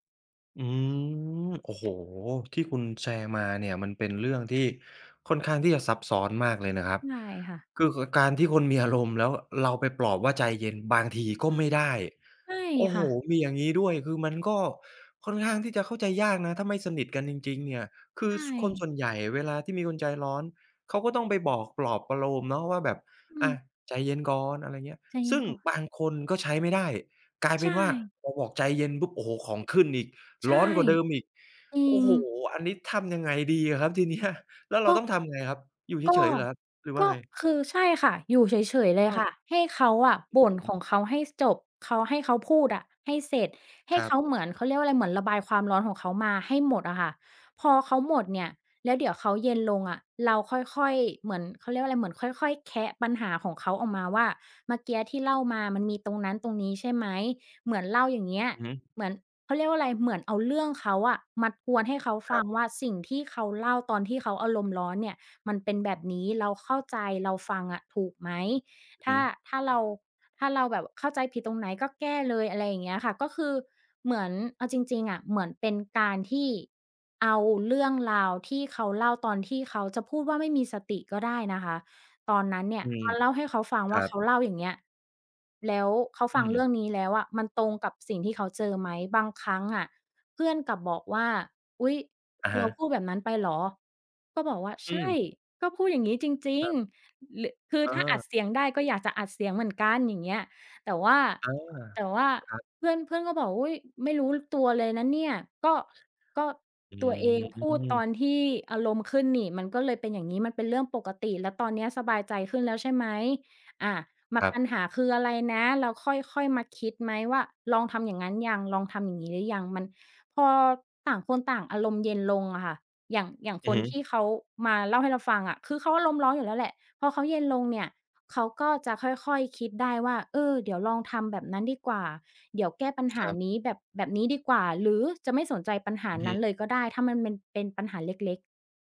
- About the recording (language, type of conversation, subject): Thai, podcast, ทำอย่างไรจะเป็นเพื่อนที่รับฟังได้ดีขึ้น?
- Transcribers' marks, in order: laughing while speaking: "เนี้ย"